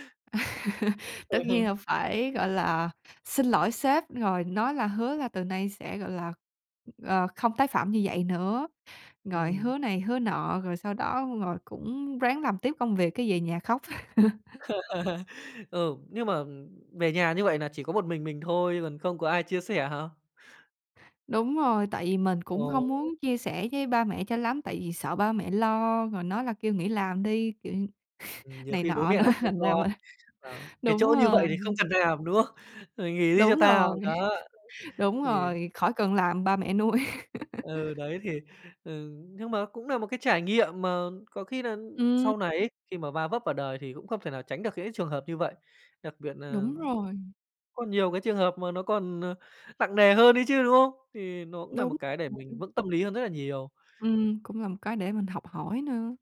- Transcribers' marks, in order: laugh; tapping; laugh; laugh; other background noise; laughing while speaking: "nữa thành ra mình"; "làm" said as "nàm"; laugh; background speech; laughing while speaking: "nuôi"; laugh
- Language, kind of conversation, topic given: Vietnamese, podcast, Lần đầu tiên bạn đi làm như thế nào?